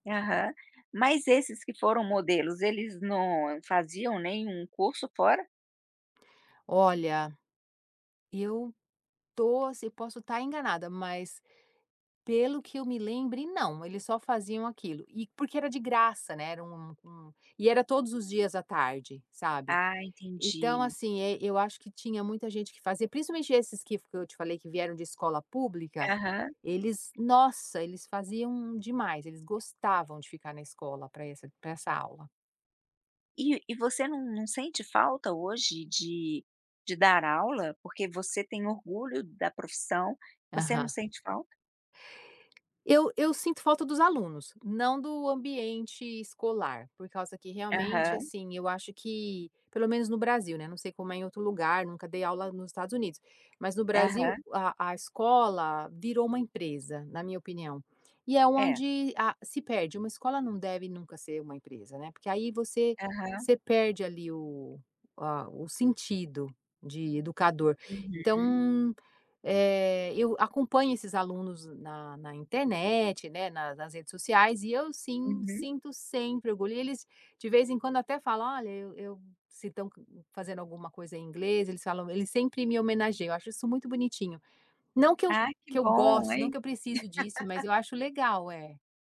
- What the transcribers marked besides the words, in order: tapping; laugh
- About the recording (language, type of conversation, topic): Portuguese, podcast, O que te dá orgulho na sua profissão?